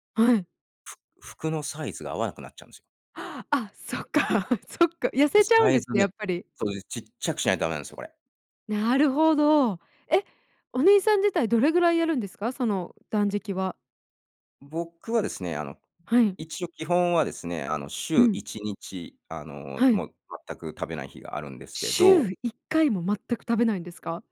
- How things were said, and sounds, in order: gasp; giggle
- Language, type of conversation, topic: Japanese, podcast, 日常生活の中で自分にできる自然保護にはどんなことがありますか？